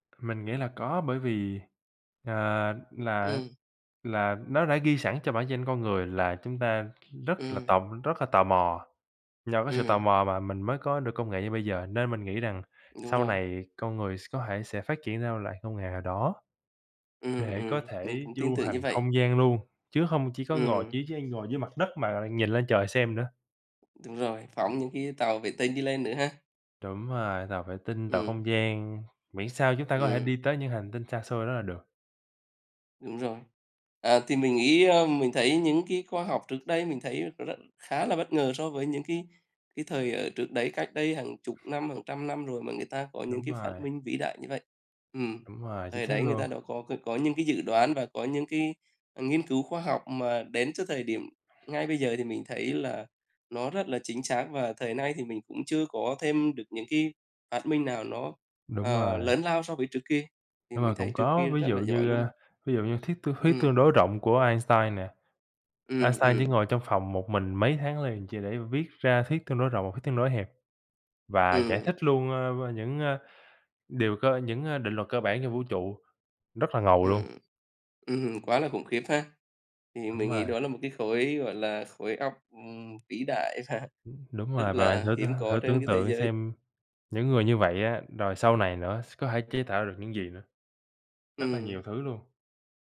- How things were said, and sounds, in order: other noise; other background noise; tapping; laughing while speaking: "và"
- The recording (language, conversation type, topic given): Vietnamese, unstructured, Bạn có ngạc nhiên khi nghe về những khám phá khoa học liên quan đến vũ trụ không?